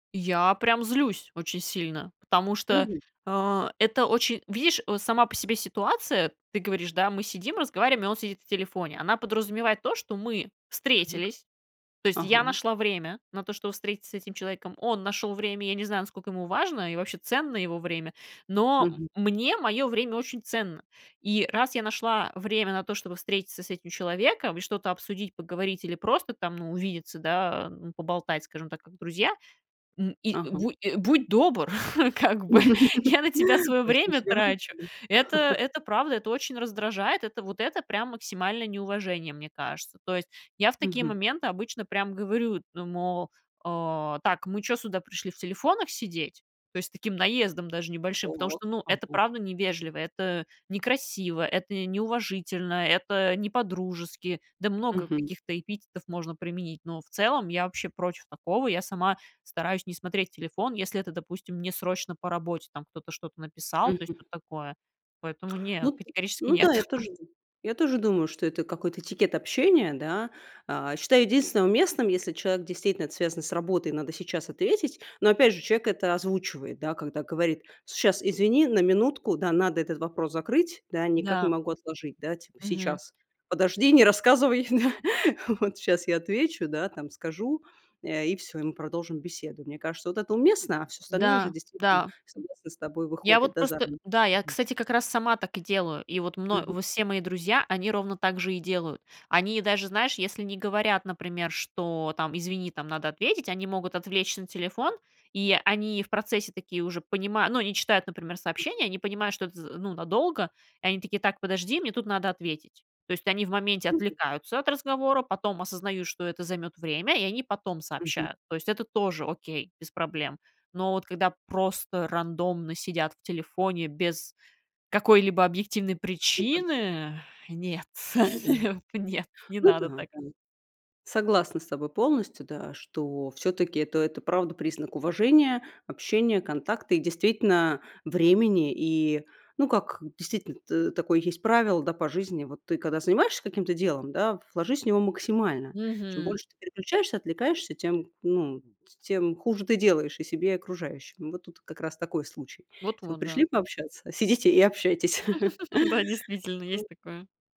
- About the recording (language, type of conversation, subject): Russian, podcast, Что вы делаете, чтобы собеседник дослушал вас до конца?
- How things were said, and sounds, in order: tapping; laughing while speaking: "как бы"; laugh; unintelligible speech; laugh; chuckle; laugh; other background noise; unintelligible speech; laugh; laughing while speaking: "не нет"; laugh; chuckle; other noise